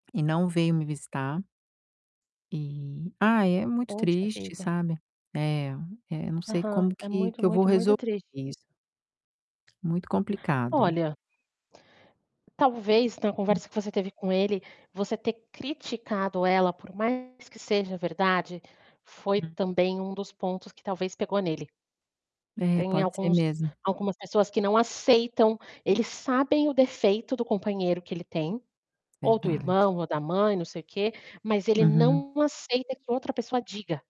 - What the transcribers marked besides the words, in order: distorted speech; tapping
- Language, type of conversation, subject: Portuguese, advice, Como posso melhorar a comunicação com meu irmão ou minha irmã?